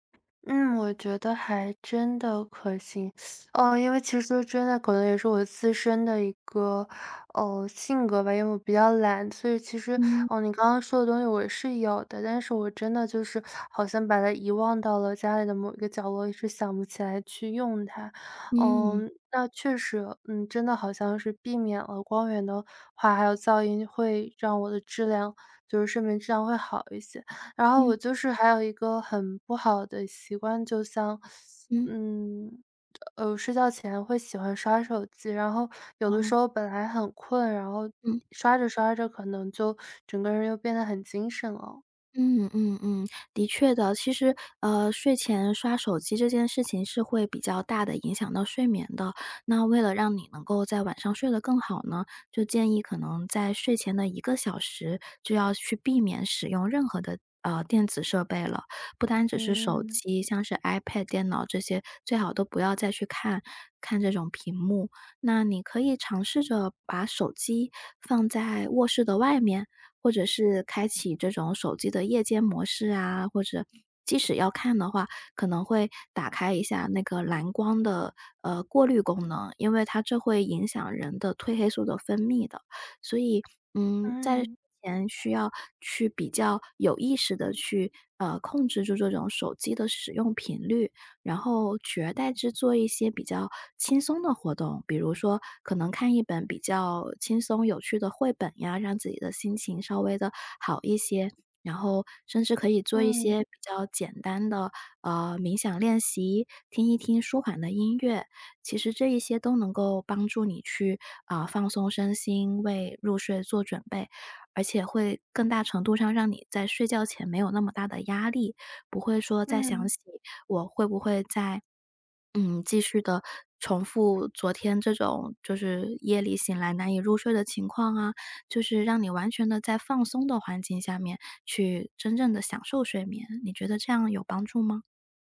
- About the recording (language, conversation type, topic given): Chinese, advice, 你经常半夜醒来后很难再睡着吗？
- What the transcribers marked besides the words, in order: teeth sucking; teeth sucking